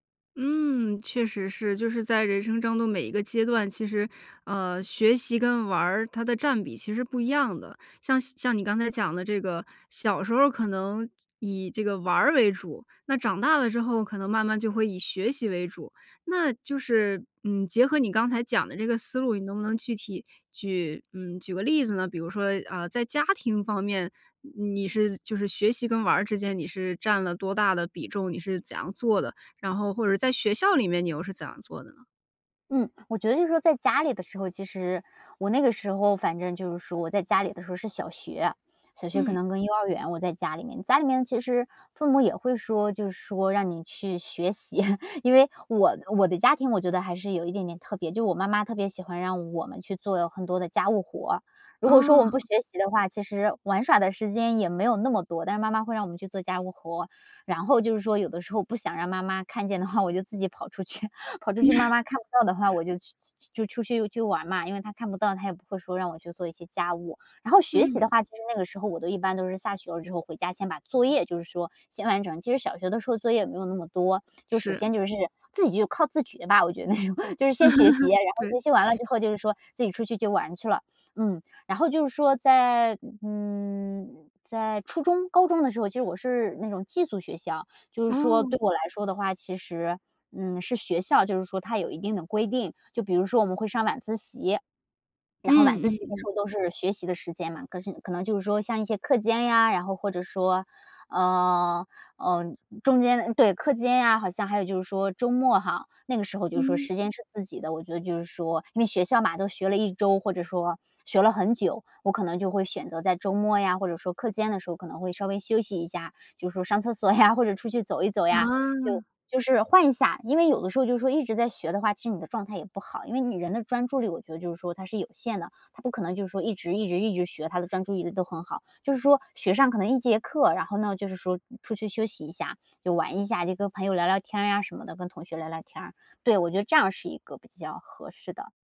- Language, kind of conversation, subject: Chinese, podcast, 你觉得学习和玩耍怎么搭配最合适?
- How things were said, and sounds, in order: laugh; chuckle; laugh; laughing while speaking: "我觉得那种"; laugh; laughing while speaking: "厕所呀"; other background noise